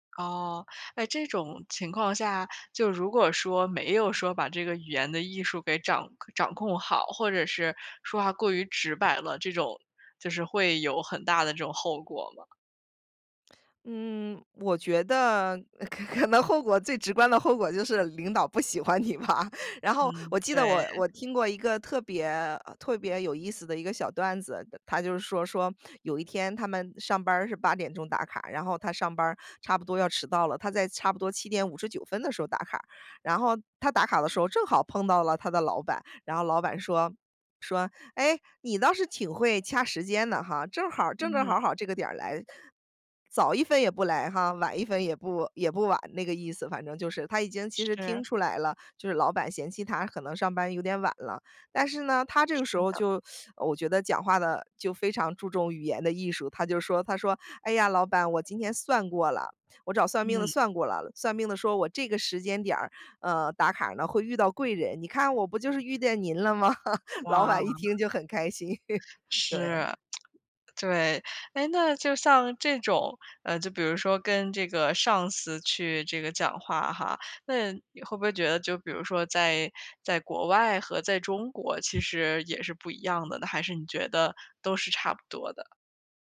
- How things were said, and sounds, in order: other background noise; laughing while speaking: "可 可能"; laughing while speaking: "你吧"; teeth sucking; laugh; lip smack
- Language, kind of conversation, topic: Chinese, podcast, 你怎么看待委婉和直白的说话方式？